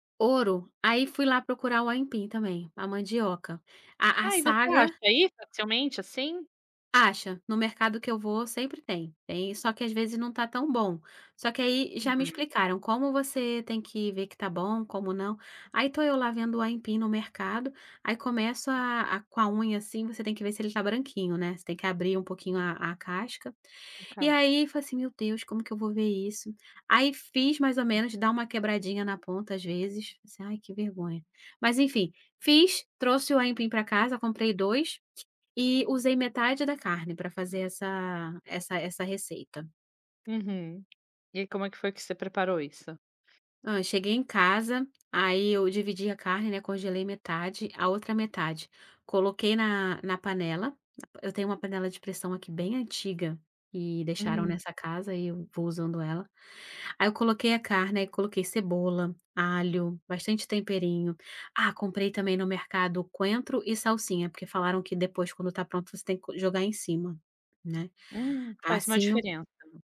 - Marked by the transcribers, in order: tapping; other background noise
- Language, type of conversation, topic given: Portuguese, podcast, Que comida te conforta num dia ruim?